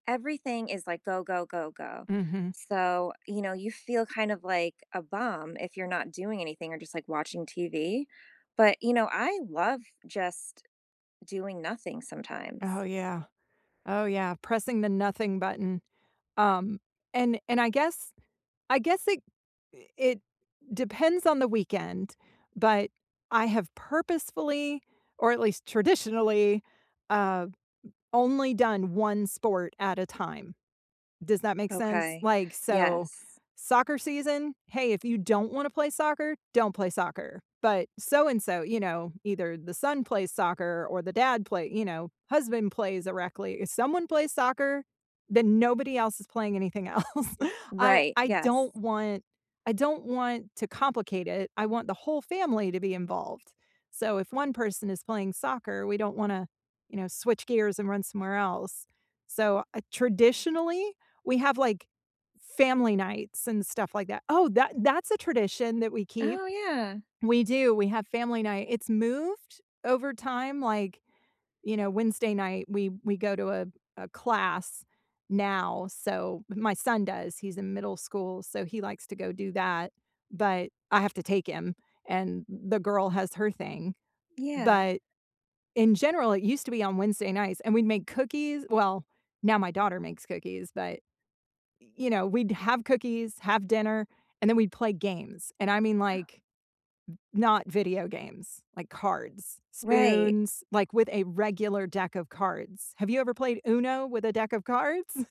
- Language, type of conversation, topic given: English, unstructured, What traditions do you keep, and why do they matter to you?
- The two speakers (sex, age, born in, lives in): female, 40-44, United States, United States; female, 40-44, United States, United States
- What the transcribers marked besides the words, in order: laughing while speaking: "else"; tapping